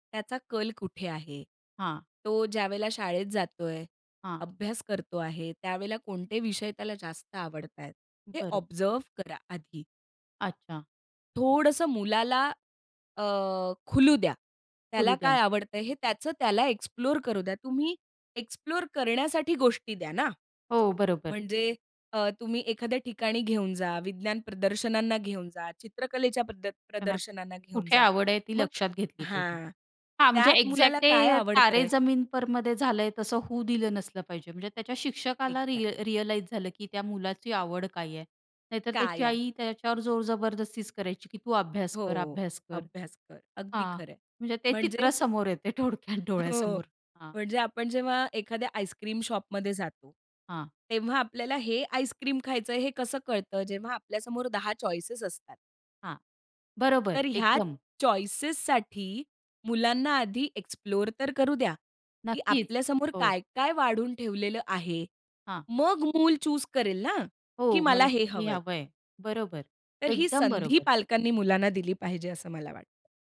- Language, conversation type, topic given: Marathi, podcast, पालकांच्या करिअरविषयक अपेक्षा मुलांच्या करिअर निवडीवर कसा परिणाम करतात?
- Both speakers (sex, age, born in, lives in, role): female, 30-34, India, India, guest; female, 35-39, India, India, host
- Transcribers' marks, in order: in English: "एक्सप्लोर"; in English: "एक्सप्लोर"; in English: "एक्झॅक्ट"; in English: "एक्सप्लोर"; other background noise